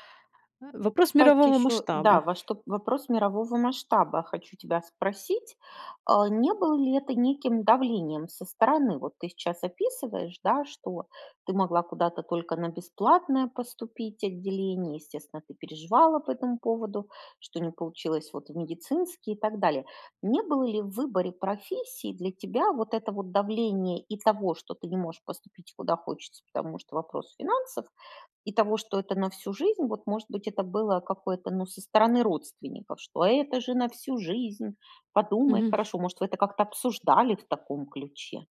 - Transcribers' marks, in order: tapping; put-on voice: "это же на всю жизнь"
- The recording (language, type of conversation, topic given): Russian, podcast, Когда ты впервые почувствовал(а) взрослую ответственность?